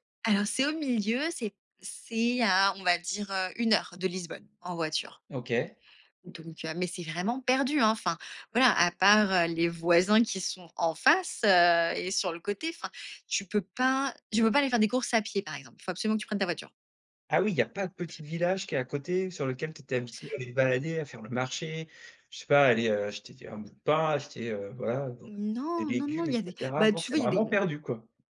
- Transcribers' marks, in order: other background noise
- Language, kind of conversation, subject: French, podcast, Raconte un souvenir d'enfance lié à tes origines